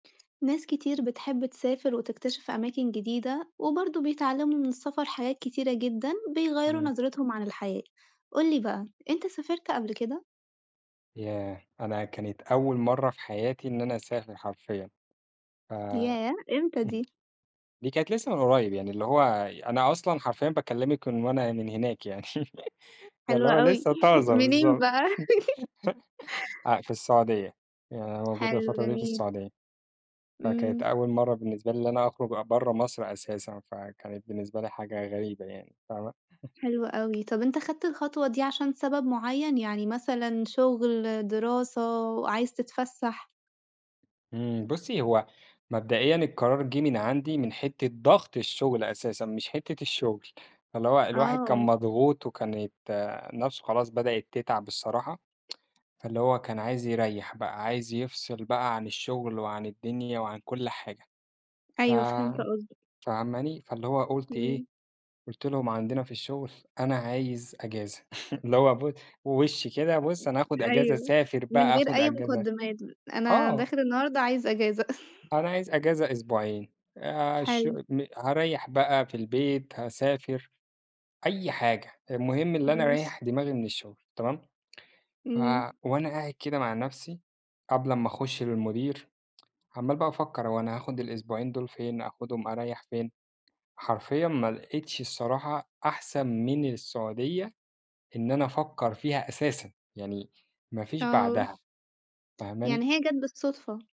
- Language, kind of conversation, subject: Arabic, podcast, احكيلي عن أول مرة سافرت لوحدك؟
- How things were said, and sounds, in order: tapping; laugh; laugh; tsk; laugh; chuckle